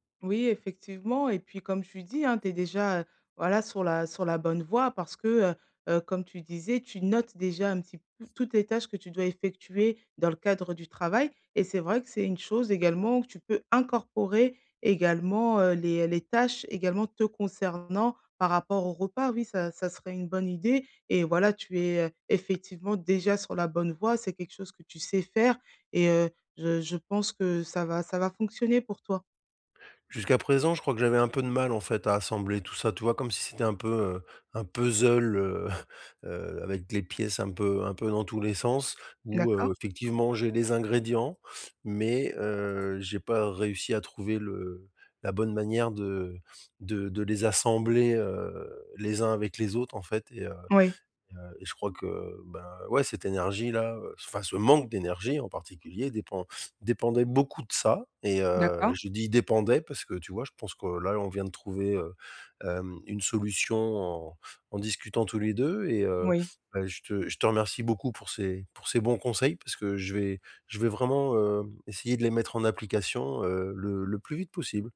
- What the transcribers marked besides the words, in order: chuckle; stressed: "manque"
- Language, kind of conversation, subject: French, advice, Comment garder mon énergie et ma motivation tout au long de la journée ?